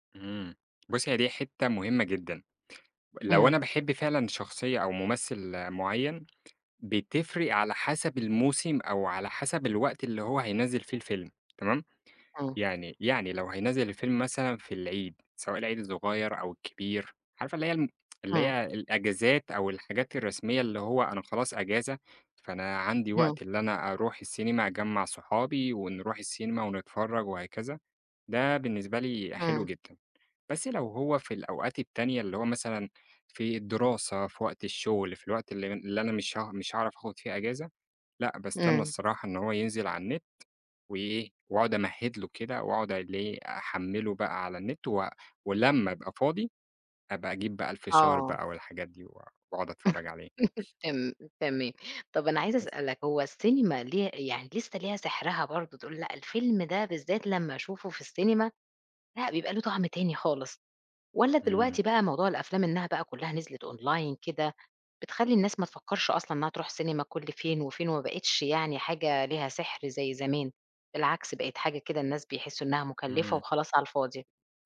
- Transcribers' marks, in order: tsk; laugh; in English: "Online"
- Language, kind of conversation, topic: Arabic, podcast, إزاي بتقارن بين تجربة مشاهدة الفيلم في السينما وفي البيت؟